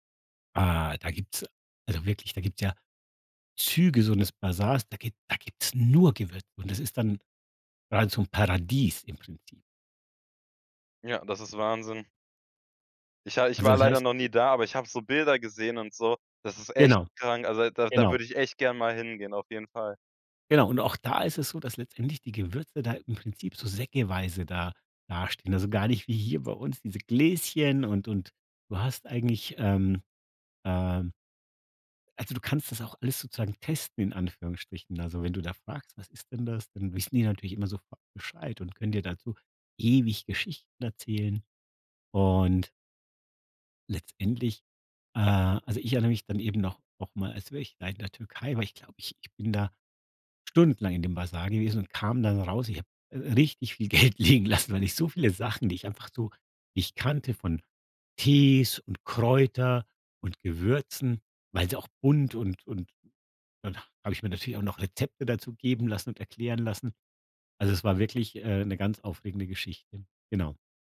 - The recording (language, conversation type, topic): German, podcast, Welche Gewürze bringen dich echt zum Staunen?
- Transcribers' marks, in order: unintelligible speech; joyful: "diese Gläschen"; stressed: "ewig"; stressed: "stundenlang"; laughing while speaking: "Geld liegen lassen"